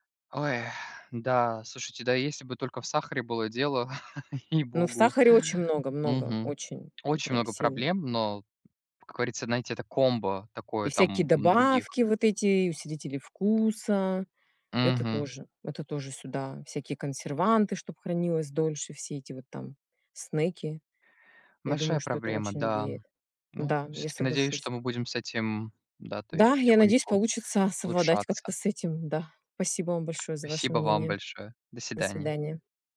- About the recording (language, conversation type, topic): Russian, unstructured, Какие продукты вы считаете наиболее опасными для детей?
- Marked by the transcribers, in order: sigh; chuckle; tapping